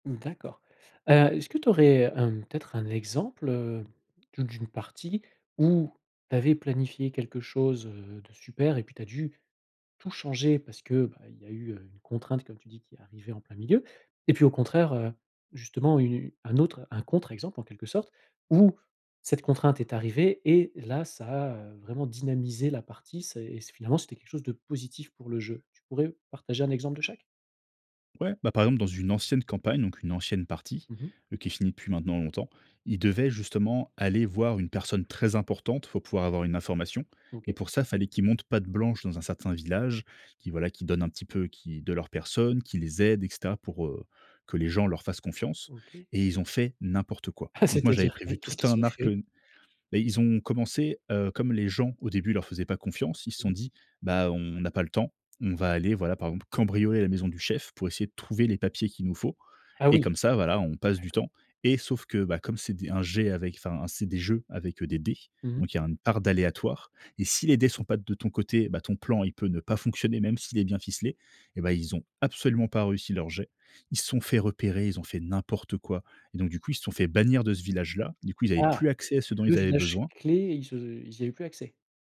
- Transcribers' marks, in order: stressed: "où"; chuckle; tapping
- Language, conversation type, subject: French, podcast, Pour toi, la contrainte est-elle un frein ou un moteur ?